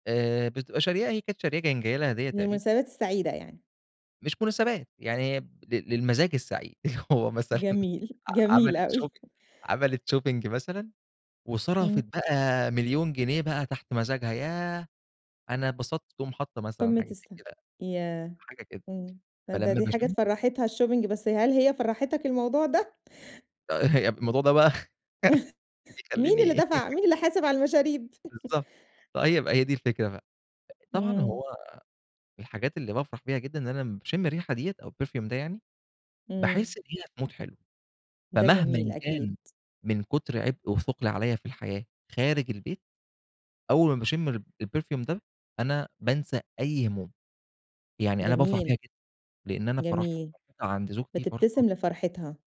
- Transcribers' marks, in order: laughing while speaking: "هو مثلًا"; laughing while speaking: "جميل، جميل أوي"; other background noise; in English: "Shopping"; in English: "Shopping"; in English: "الShopping"; chuckle; giggle; chuckle; other noise; in English: "الPerfume"; in English: "بMood"; in English: "الPerfume"; unintelligible speech
- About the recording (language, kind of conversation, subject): Arabic, podcast, إيه أصغر حاجة بسيطة بتخليك تبتسم من غير سبب؟